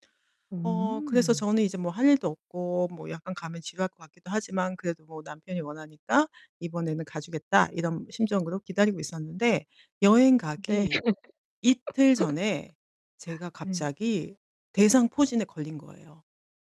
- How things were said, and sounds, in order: laughing while speaking: "네"; laugh; other background noise
- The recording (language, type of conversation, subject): Korean, podcast, 가장 기억에 남는 여행 경험은 무엇인가요?